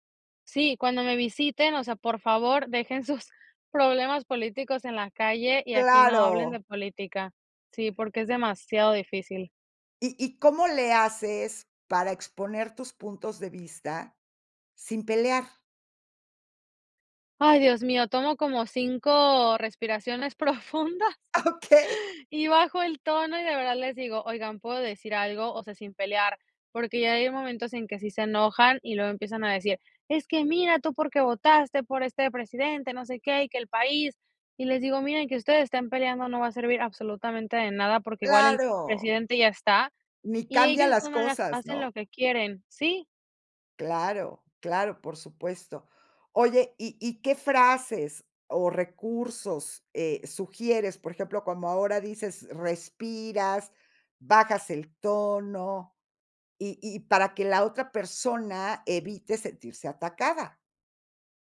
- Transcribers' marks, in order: giggle; giggle; laughing while speaking: "Okey"
- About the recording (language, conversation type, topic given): Spanish, podcast, ¿Cómo puedes expresar tu punto de vista sin pelear?